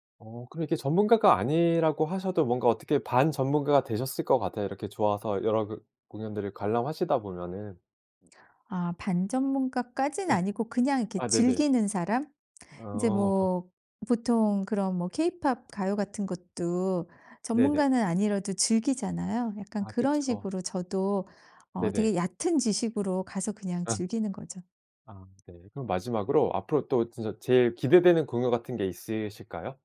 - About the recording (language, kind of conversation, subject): Korean, podcast, 가장 기억에 남는 라이브 공연은 언제였나요?
- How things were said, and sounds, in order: laugh; laughing while speaking: "어"